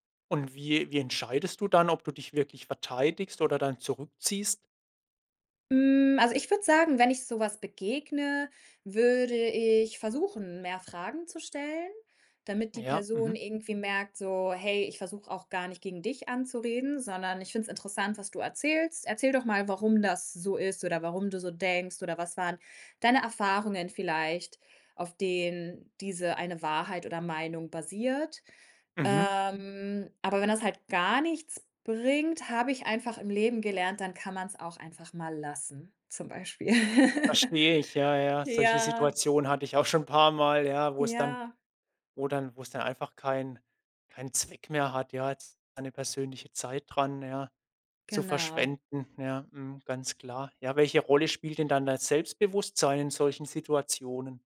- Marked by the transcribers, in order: tapping; laugh
- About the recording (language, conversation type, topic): German, podcast, Wie reagierst du, wenn andere deine Wahrheit nicht akzeptieren?